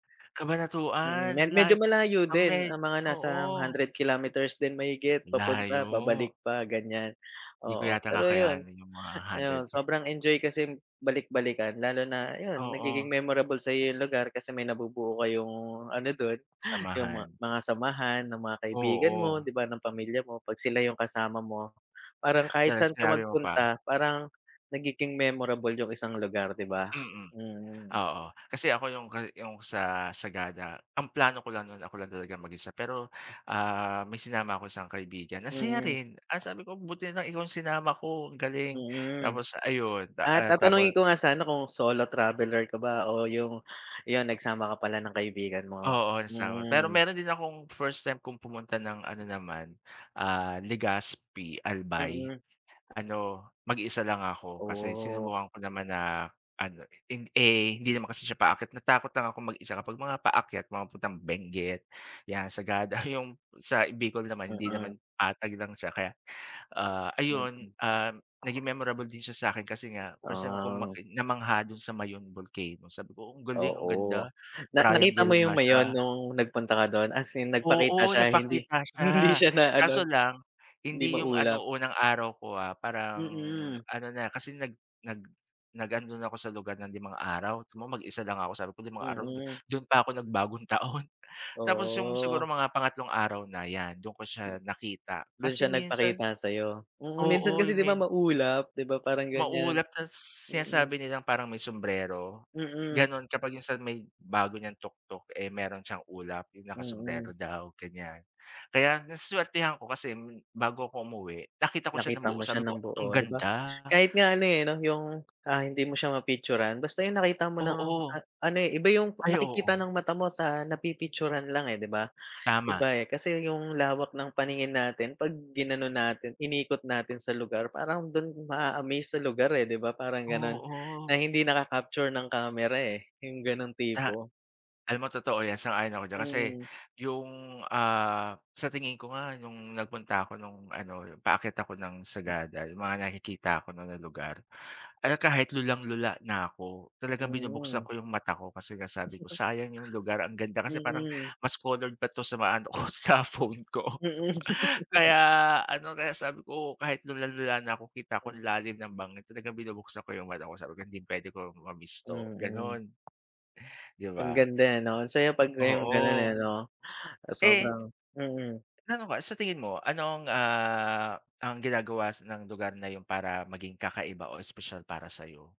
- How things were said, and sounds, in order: laughing while speaking: "hindi siya na ano"; chuckle; laughing while speaking: "sa phone ko"; chuckle
- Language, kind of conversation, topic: Filipino, unstructured, Saan ang pinaka-memorable na lugar na napuntahan mo?